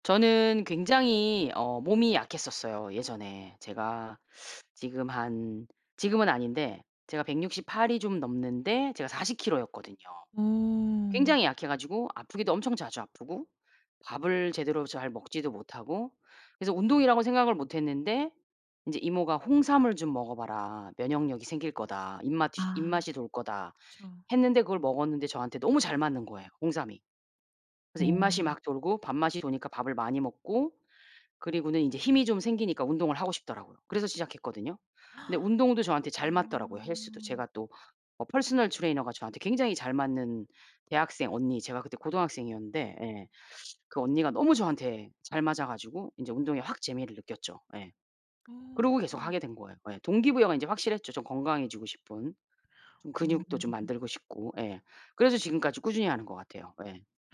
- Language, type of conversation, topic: Korean, podcast, 스트레스를 받을 때 보통 어떻게 해소하시나요?
- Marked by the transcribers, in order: other background noise; gasp; put-on voice: "퍼스널 트레이너가"